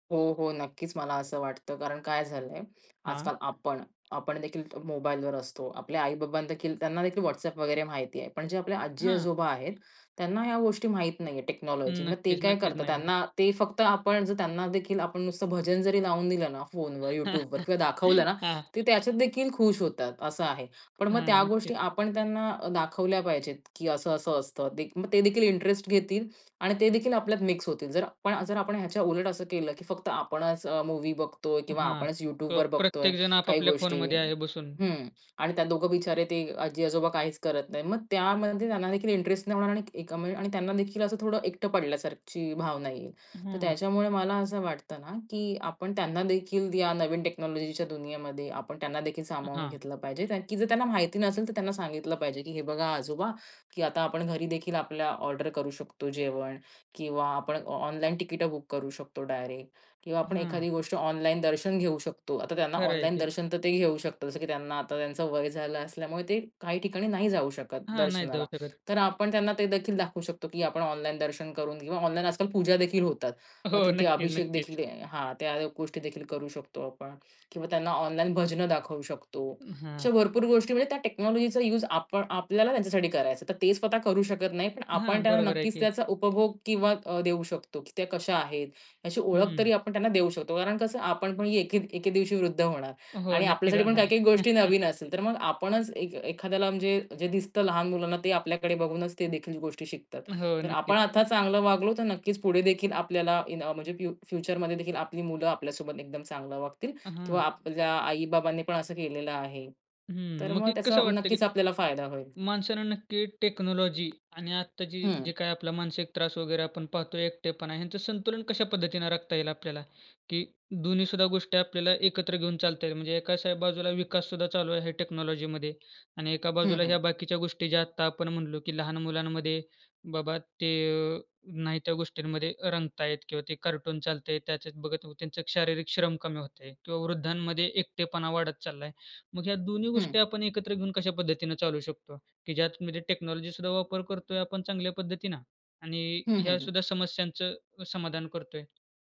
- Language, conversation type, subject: Marathi, podcast, तंत्रज्ञानाशिवाय तुम्ही एक दिवस कसा घालवाल?
- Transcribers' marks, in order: tapping; in English: "टेक्नॉलॉजी"; unintelligible speech; chuckle; in English: "टेक्नॉलॉजीच्या"; in English: "टेक्नॉलॉजीचा"; unintelligible speech; chuckle; in English: "टेक्नॉलॉजी"; in English: "टेक्नॉलॉजीमध्ये"; in English: "टेक्नॉलॉजी"